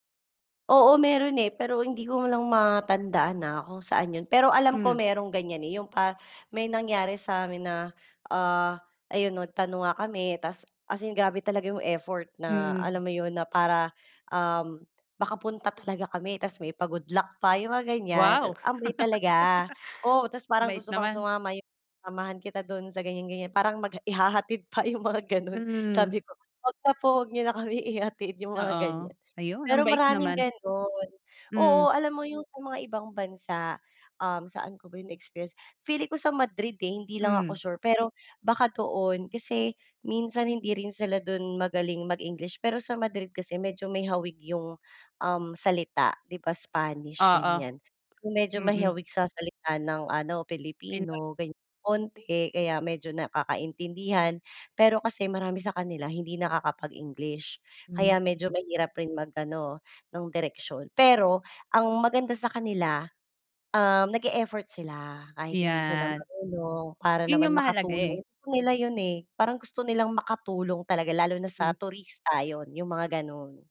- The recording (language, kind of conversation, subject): Filipino, podcast, Paano nakaaapekto ang hadlang sa wika kapag humihingi ka ng direksiyon?
- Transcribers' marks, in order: tapping; laugh; laughing while speaking: "yung mga gano'n"; other background noise; laughing while speaking: "ihatid"